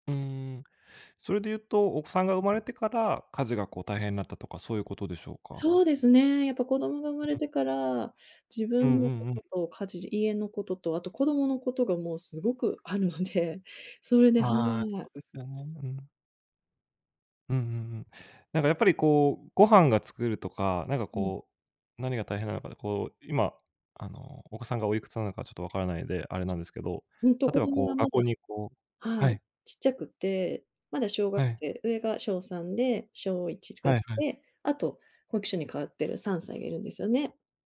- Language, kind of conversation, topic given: Japanese, advice, 仕事と家事で自分の時間が作れない
- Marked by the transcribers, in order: none